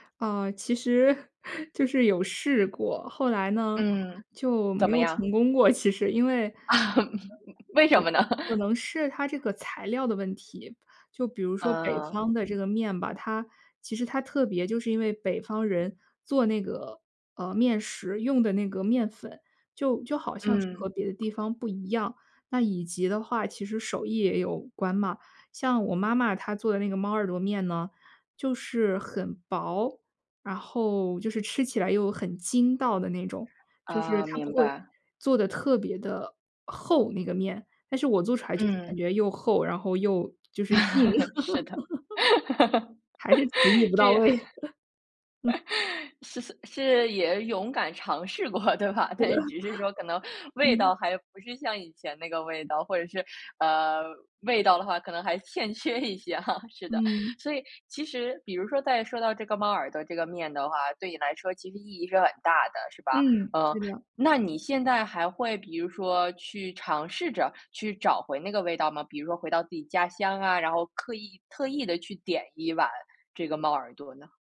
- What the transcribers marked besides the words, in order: chuckle; laughing while speaking: "过"; laughing while speaking: "啊，为什么呢？"; other background noise; laugh; tapping; laugh; laughing while speaking: "是的。这样"; laugh; laughing while speaking: "过对吧，但是只是说可能"; chuckle; chuckle; laughing while speaking: "欠缺一些啊"
- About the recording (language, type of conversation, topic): Chinese, podcast, 你能分享一道让你怀念的童年味道吗？